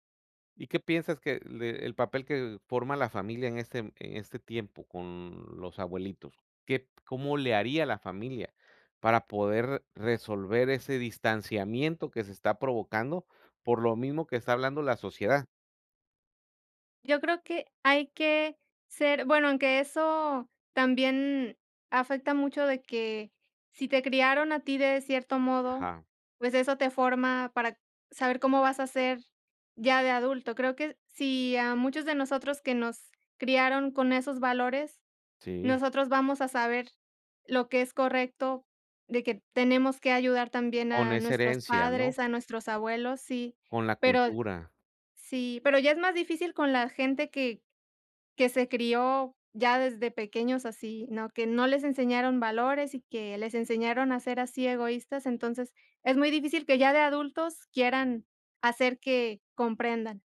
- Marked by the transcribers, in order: none
- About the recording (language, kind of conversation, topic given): Spanish, unstructured, ¿Crees que es justo que algunas personas mueran solas?